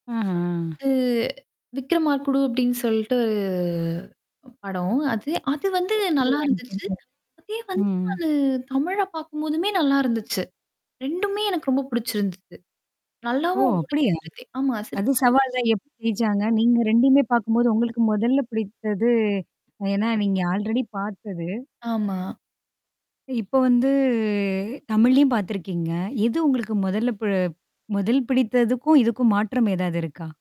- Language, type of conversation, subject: Tamil, podcast, பழைய படங்களை மீண்டும் உருவாக்குவது நல்லதா?
- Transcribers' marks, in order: static; other background noise; drawn out: "சொல்ட்டு"; distorted speech; unintelligible speech; in English: "ஆல்ரெடி"; drawn out: "வந்து"; other noise